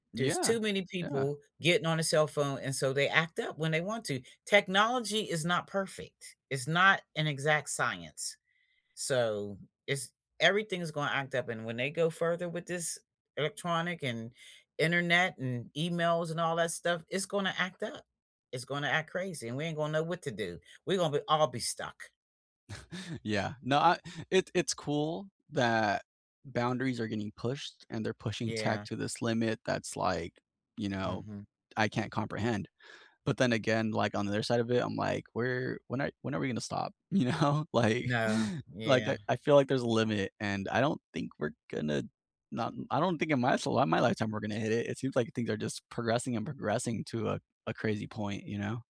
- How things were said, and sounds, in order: other background noise; chuckle; tapping; laughing while speaking: "You know, like"
- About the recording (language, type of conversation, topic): English, unstructured, What was the first gadget you truly loved, and why did it matter to you?